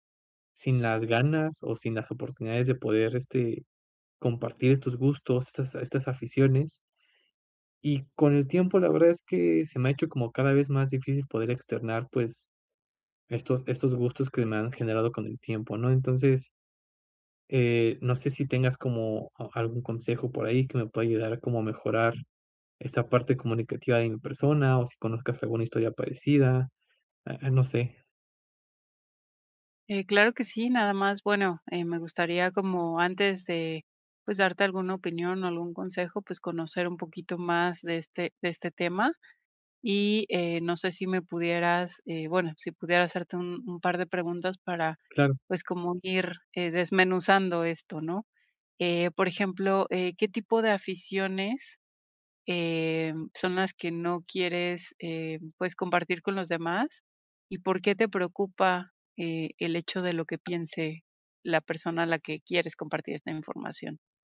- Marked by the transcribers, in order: other background noise
- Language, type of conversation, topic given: Spanish, advice, ¿Por qué ocultas tus aficiones por miedo al juicio de los demás?